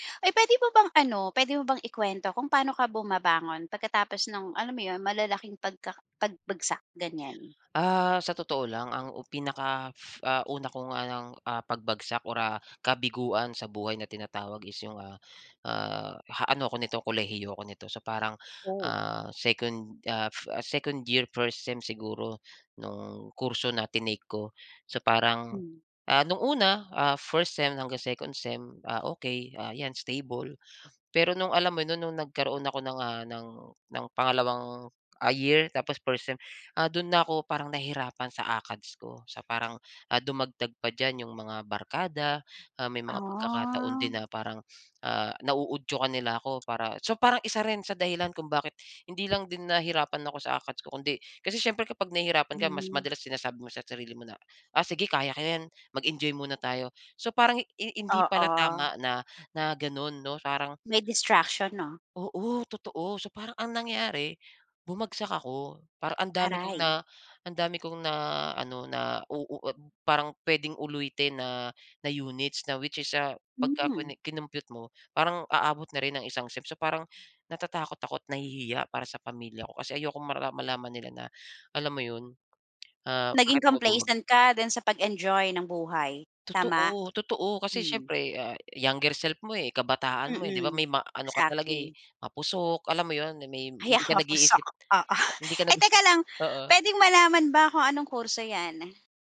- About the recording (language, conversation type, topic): Filipino, podcast, Paano ka bumabangon pagkatapos ng malaking bagsak?
- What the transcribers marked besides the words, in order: other noise; sniff; sniff; drawn out: "Ah"; tapping; "ko" said as "ka"; "ulitin" said as "uloitin"; tongue click; "Ayan" said as "aya"; snort; tongue click